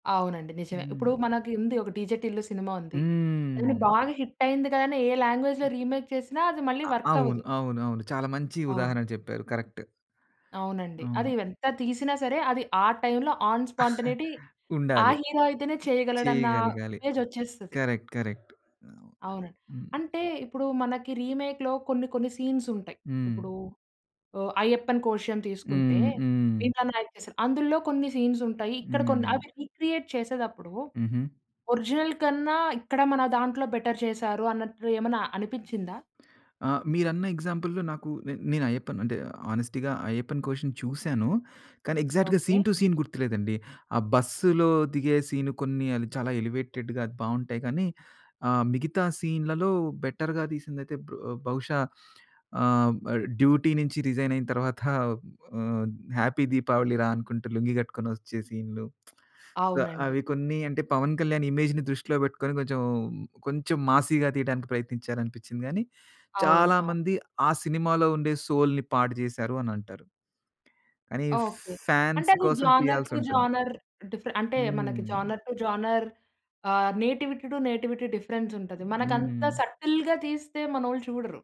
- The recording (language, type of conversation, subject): Telugu, podcast, రిమేక్‌లు ఎక్కువగా వస్తున్న పరిస్థితి గురించి మీ అభిప్రాయం ఏమిటి?
- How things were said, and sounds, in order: drawn out: "హ్మ్"; in English: "లాంగ్వేజ్‌ల్‌లో రీమేక్"; other noise; in English: "కరెక్ట్"; in English: "ఆన్ స్పాంటనీటీ"; chuckle; other background noise; in English: "హీరో"; in English: "కరెక్ట్. కరెక్ట్"; in English: "రీమేక్‌లో"; in English: "రీక్రియేట్"; in English: "ఒరిజినల్"; in English: "బెటర్"; in English: "ఎగ్జాంపుల్‌లో"; in English: "ఎగ్జాక్ట్‌గా సీన్ టు సీన్"; in English: "సీన్"; in English: "ఎలివేటెడ్‌గా"; in English: "బెటర్‌గా"; in English: "డ్యూటీ"; in English: "హ్యాపీ దీపావళి"; lip smack; in English: "సో"; in English: "ఇమేజ్‌ని"; in English: "సౌల్‌ని"; tapping; in English: "ఫాన్స్"; in English: "జోనర్ టు జోనర్"; in English: "జోనర్ టు జోనర్"; in English: "నేటివిటీ టు నేటివిటీ డిఫరెన్స్"; in English: "సటిల్‌గా"